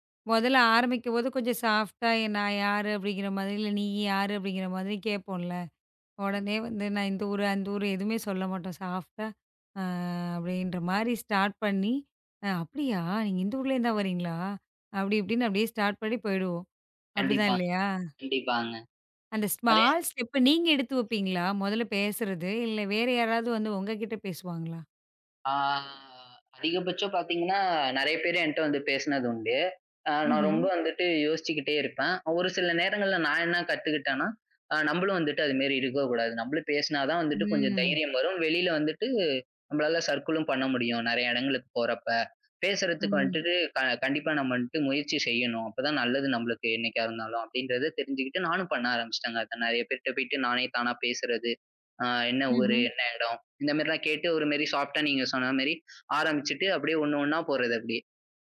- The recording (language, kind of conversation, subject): Tamil, podcast, புதிய நண்பர்களுடன் நெருக்கத்தை நீங்கள் எப்படிப் உருவாக்குகிறீர்கள்?
- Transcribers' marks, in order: in English: "சாஃப்ட்டா"; in English: "சாஃப்ட்டா"; in English: "ஸ்டார்ட்"; in English: "ஸ்டார்ட்"; in English: "ஸ்மால் ஸ்டெப்"; drawn out: "ஆ"; in English: "சர்க்கில்லும்"; in English: "சாஃப்ட்டா"